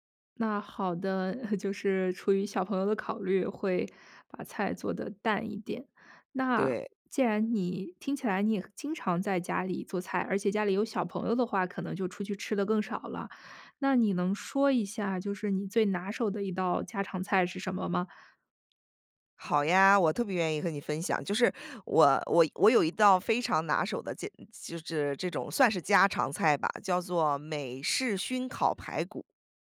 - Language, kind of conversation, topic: Chinese, podcast, 你最拿手的一道家常菜是什么？
- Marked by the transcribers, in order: laugh